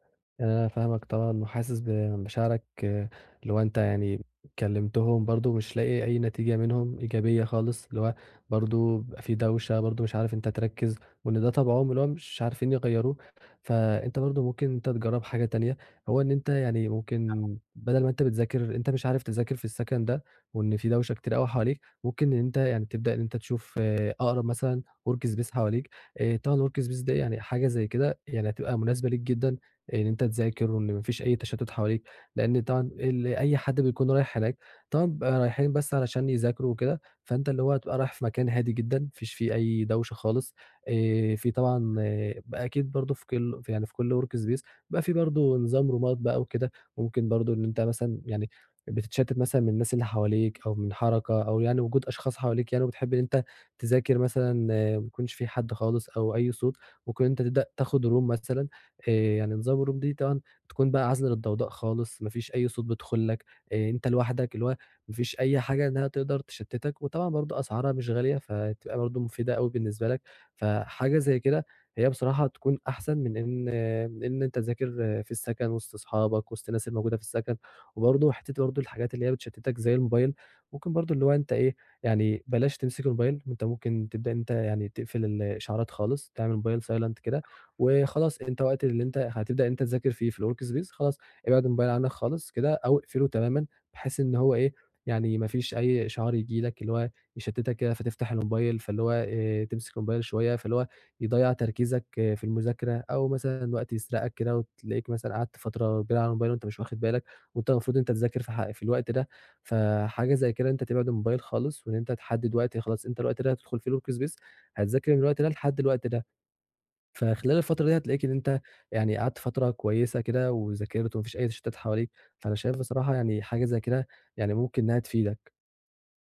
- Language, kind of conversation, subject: Arabic, advice, إزاي أتعامل مع التشتت الذهني اللي بيتكرر خلال يومي؟
- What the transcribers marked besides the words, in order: in English: "work space"; in English: "الwork space"; in English: "work space"; in English: "رومات"; in English: "room"; in English: "الroom"; in English: "silent"; in English: "الwork space"; in English: "الwork space"